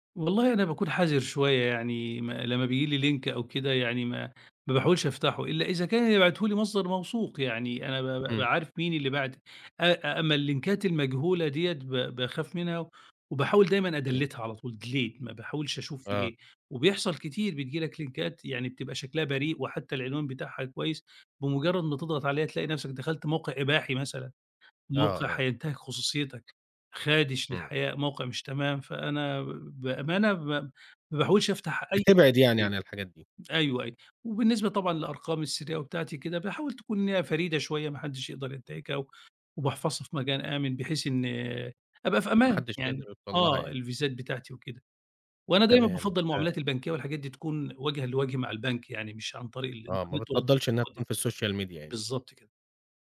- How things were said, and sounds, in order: in English: "لينك"; in English: "اللينكات"; in English: "أدليتّها"; in English: "delete"; in English: "لينكات"; other background noise; in English: "الفيزات"; in English: "السوشيال ميديا"; unintelligible speech
- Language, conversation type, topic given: Arabic, podcast, إيه نصايحك عشان أحمي خصوصيتي على السوشال ميديا؟
- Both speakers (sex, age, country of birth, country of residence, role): male, 35-39, Egypt, Egypt, host; male, 50-54, Egypt, Egypt, guest